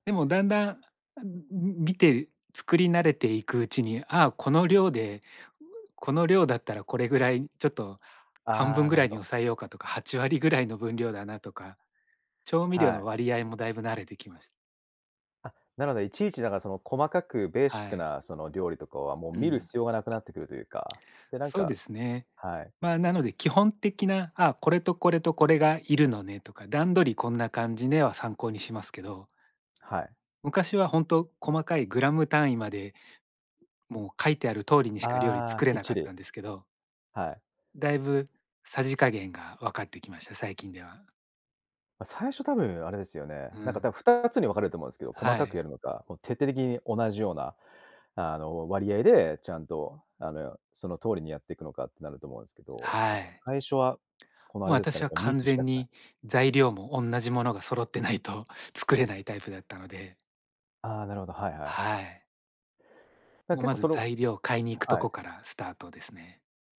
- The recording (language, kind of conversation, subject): Japanese, podcast, 家事の分担はどうやって決めていますか？
- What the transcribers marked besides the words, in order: other background noise; tapping; laughing while speaking: "揃ってないと"